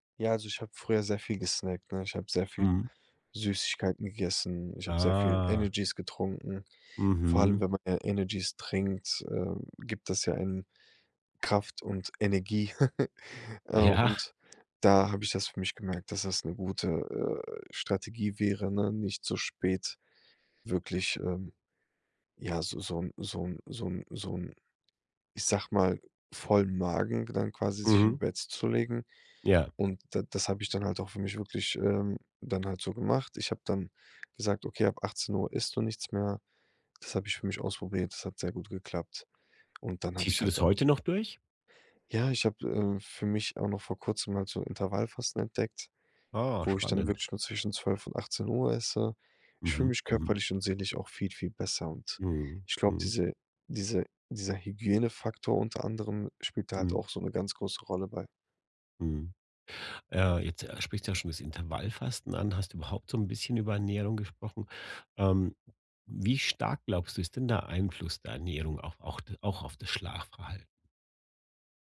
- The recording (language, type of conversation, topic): German, podcast, Wie bereitest du dich abends aufs Schlafen vor?
- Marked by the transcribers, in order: other background noise; drawn out: "Ah"; chuckle; laughing while speaking: "Ja"